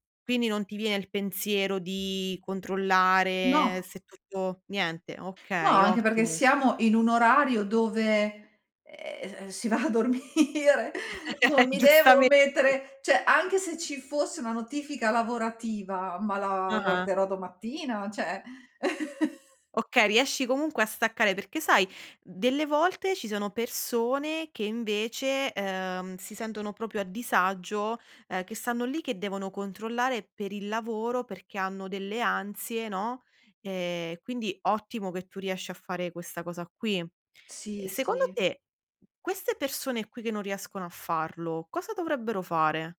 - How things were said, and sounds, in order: tapping; laughing while speaking: "a dormire"; laugh; other background noise; "cioè" said as "ceh"; "cioè" said as "ceh"; chuckle; "proprio" said as "propio"
- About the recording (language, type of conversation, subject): Italian, podcast, Come fai a staccare dagli schermi la sera?